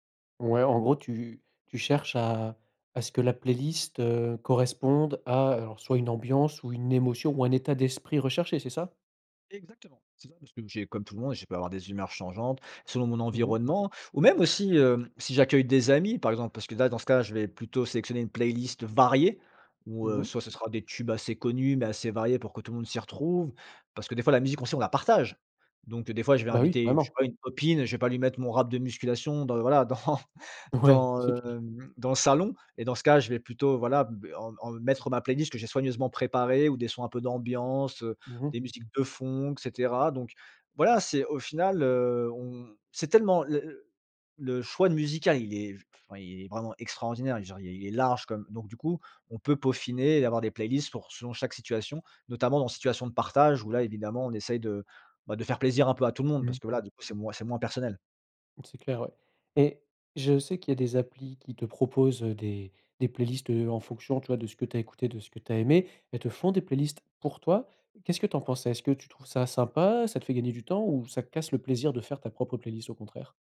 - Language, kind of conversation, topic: French, podcast, Pourquoi préfères-tu écouter un album plutôt qu’une playlist, ou l’inverse ?
- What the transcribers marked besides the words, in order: other background noise; stressed: "variée"; stressed: "partage"; laughing while speaking: "dans"